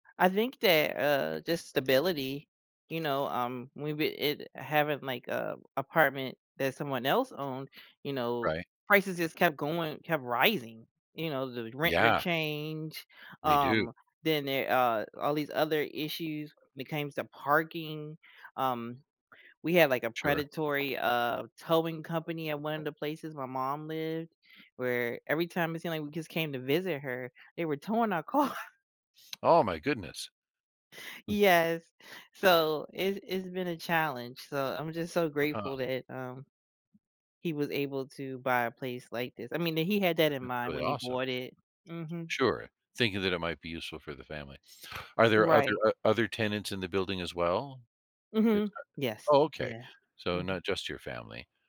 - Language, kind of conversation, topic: English, unstructured, How do you think building resilience can help you handle challenges in life?
- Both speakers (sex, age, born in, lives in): female, 40-44, United States, United States; male, 55-59, United States, United States
- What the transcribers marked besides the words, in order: tapping; other background noise; laughing while speaking: "car"; unintelligible speech